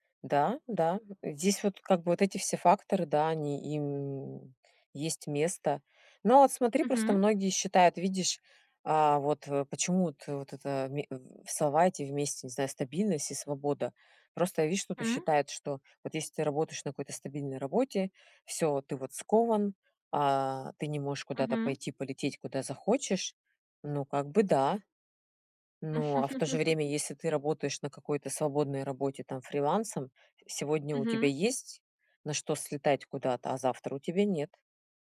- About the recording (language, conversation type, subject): Russian, podcast, Что для тебя важнее — стабильность или свобода?
- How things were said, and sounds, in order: laugh